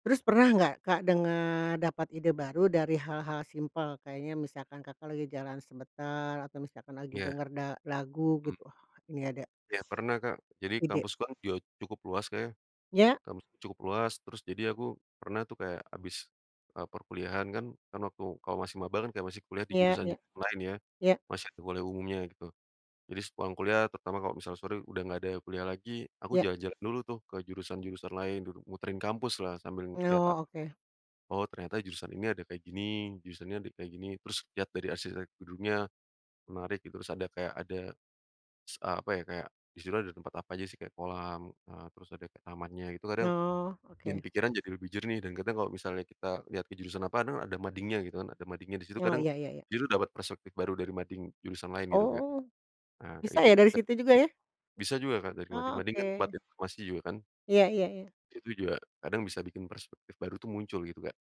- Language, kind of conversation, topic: Indonesian, podcast, Bagaimana cara kamu menemukan perspektif baru saat merasa buntu?
- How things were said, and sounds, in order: other background noise; "dulu" said as "duru"; unintelligible speech